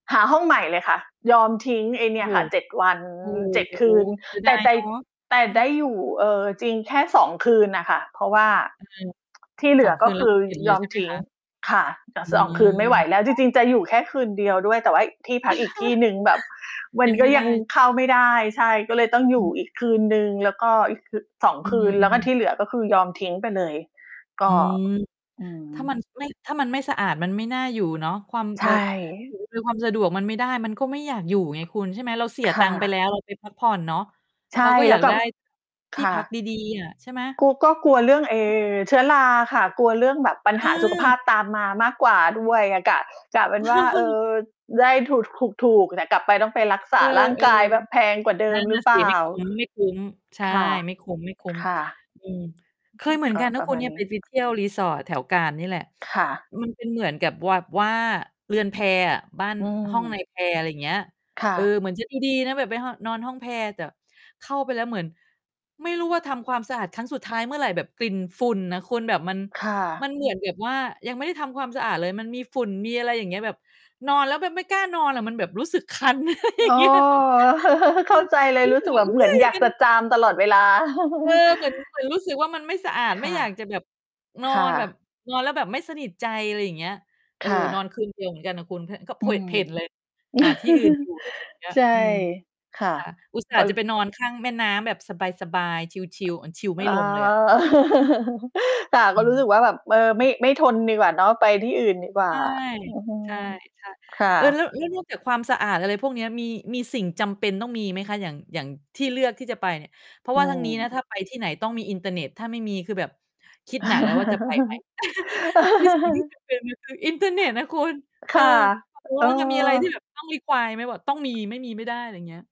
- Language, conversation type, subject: Thai, unstructured, อะไรที่ทำให้คุณรู้สึกแย่กับการบริการของโรงแรม?
- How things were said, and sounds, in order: distorted speech; drawn out: "วัน"; tsk; chuckle; tapping; other noise; drawn out: "ไอ้"; chuckle; "แบบ" said as "หวับ"; laughing while speaking: "อะไรอย่างเงี้ย"; laugh; chuckle; chuckle; chuckle; laugh; unintelligible speech; laugh; in English: "require"